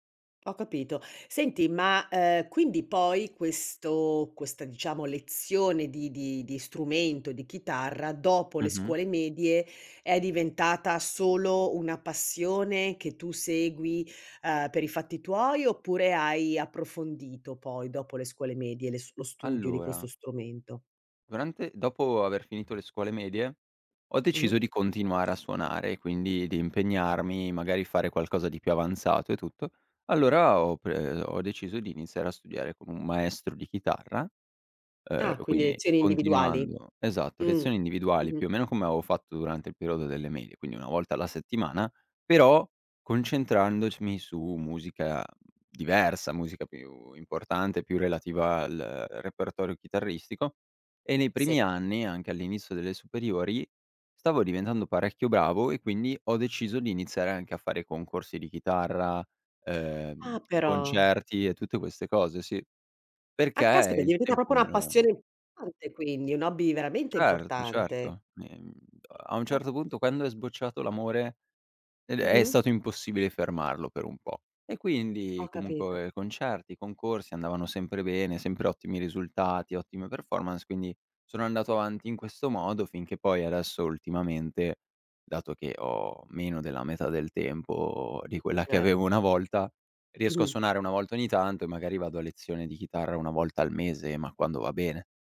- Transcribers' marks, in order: tapping; "proprio" said as "propo"; unintelligible speech; unintelligible speech
- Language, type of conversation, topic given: Italian, podcast, Come hai scoperto la passione per questo hobby?